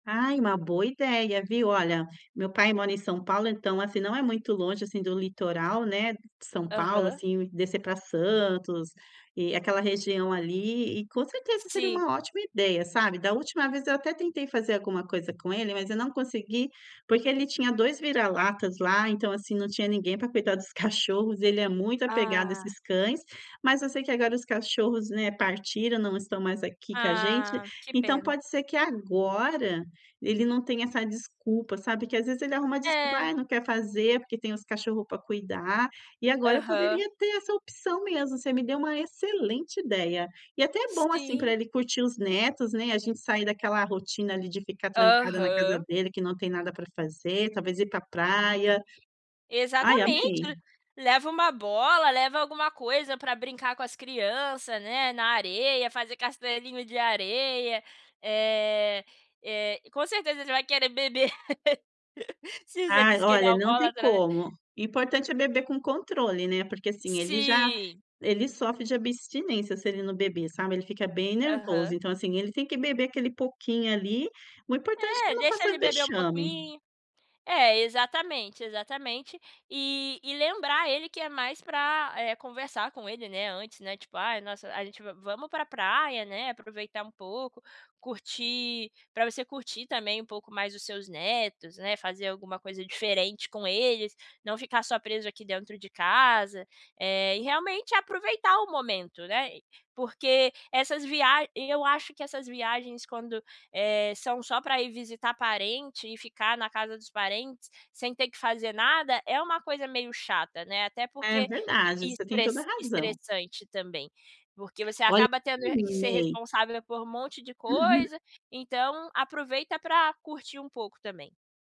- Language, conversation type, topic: Portuguese, advice, Como posso planejar uma viagem sem ficar estressado?
- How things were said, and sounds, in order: laughing while speaking: "cachorros"; unintelligible speech; laugh; laughing while speaking: "Se você diz que ele é alcoólatra, né?"